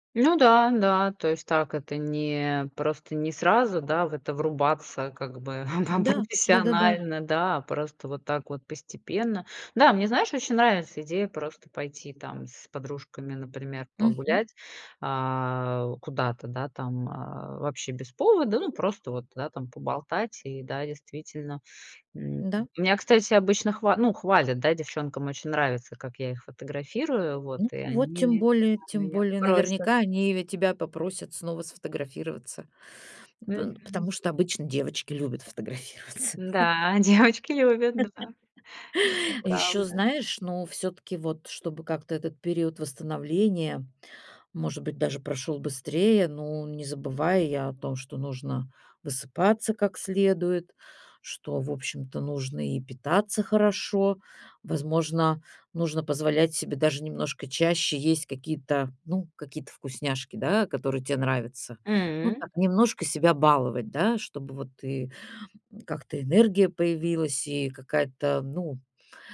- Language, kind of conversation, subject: Russian, advice, Как справиться с утратой интереса к любимым хобби и к жизни после выгорания?
- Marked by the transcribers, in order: laughing while speaking: "там-там профессионально"; laughing while speaking: "фотографироваться"; laugh